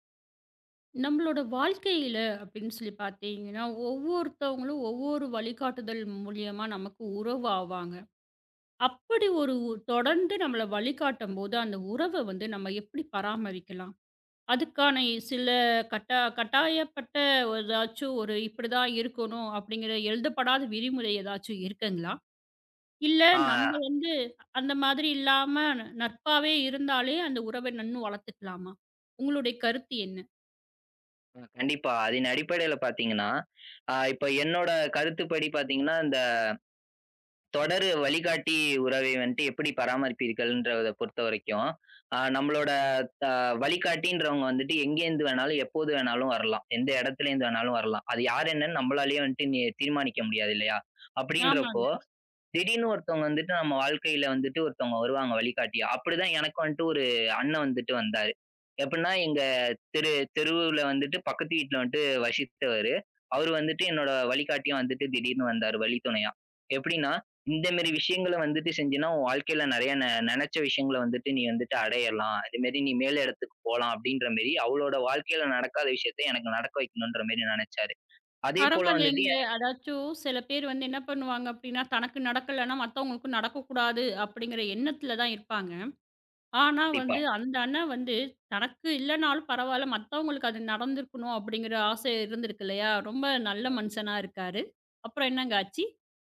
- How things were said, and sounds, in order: none
- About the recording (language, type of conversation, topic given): Tamil, podcast, தொடரும் வழிகாட்டல் உறவை எப்படிச் சிறப்பாகப் பராமரிப்பீர்கள்?